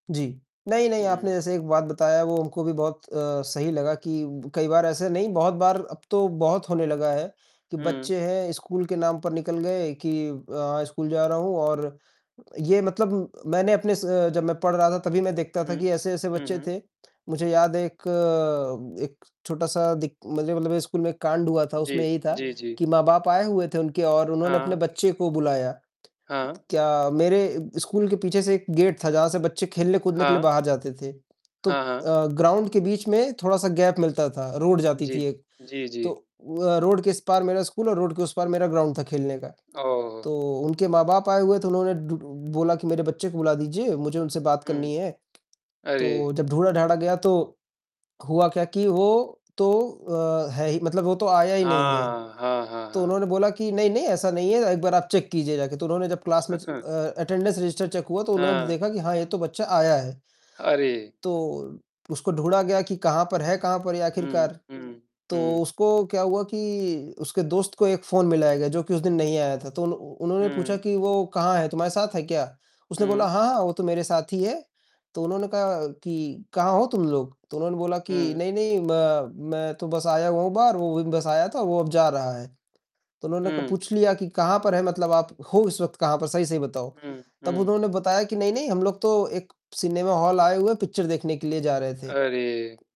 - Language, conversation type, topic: Hindi, unstructured, आपके विचार में झूठ बोलना कब सही होता है?
- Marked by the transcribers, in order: distorted speech; static; in English: "गेट"; in English: "ग्राउंड"; in English: "गैप"; in English: "रोड"; in English: "रोड"; in English: "ग्राउंड"; in English: "चेक"; in English: "क्लास"; in English: "चेक"; chuckle; in English: "पिक्चर"